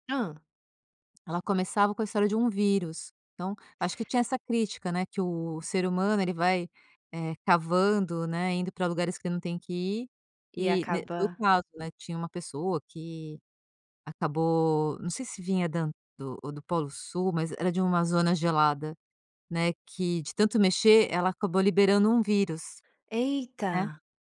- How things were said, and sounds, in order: tapping; surprised: "Eita"
- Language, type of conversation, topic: Portuguese, podcast, Me conta, qual série é seu refúgio quando tudo aperta?